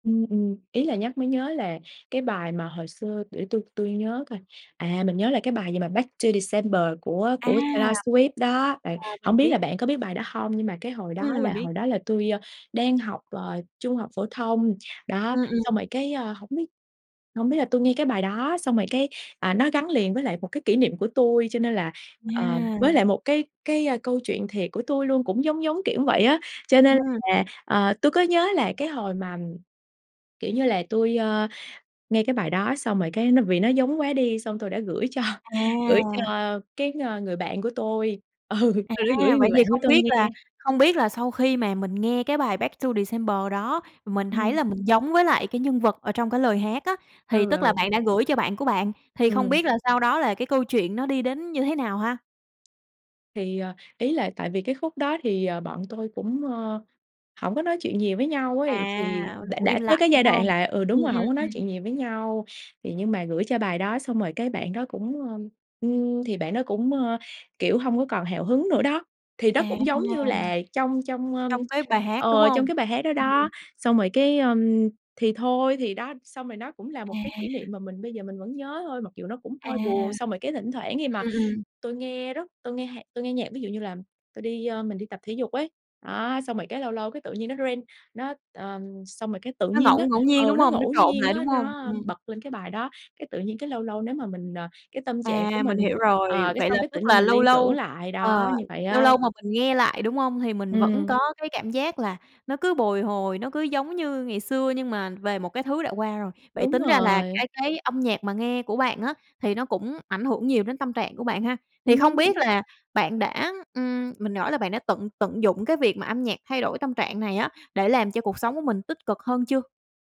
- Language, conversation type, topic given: Vietnamese, podcast, Âm nhạc làm thay đổi tâm trạng bạn thế nào?
- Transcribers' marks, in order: tapping; laughing while speaking: "cho"; laughing while speaking: "ừ"